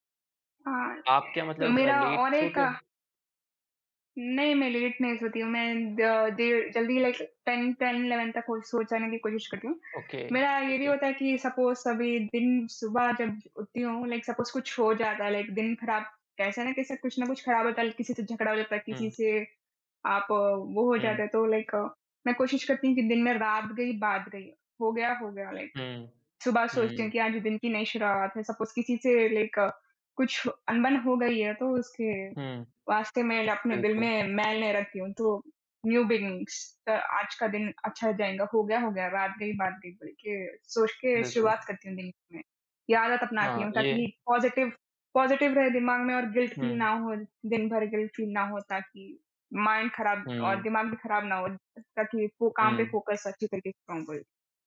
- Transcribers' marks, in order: other background noise; in English: "लेट"; in English: "लेट"; in English: "लाइक टेन टेन एलेवेन"; in English: "ओके ओके"; in English: "सपोज़"; in English: "लाइक सपोज़"; in English: "लाइक"; in English: "लाइक"; in English: "लाइक"; in English: "सपोज़"; in English: "लाइक"; in English: "न्यू बिगनिंग्स"; in English: "पॉजिटिव पॉजिटिव"; in English: "गिल्ट फ़ील"; in English: "गिल्ट फ़ील"; in English: "माइंड"; in English: "फोकस"
- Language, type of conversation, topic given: Hindi, unstructured, आप अपने दिन की शुरुआत कैसे करते हैं?